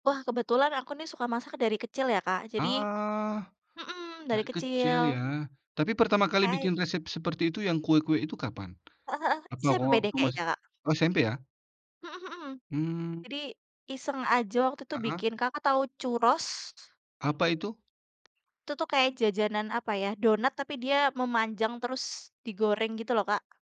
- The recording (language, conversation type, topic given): Indonesian, unstructured, Pernahkah kamu menemukan hobi yang benar-benar mengejutkan?
- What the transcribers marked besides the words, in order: tapping; other background noise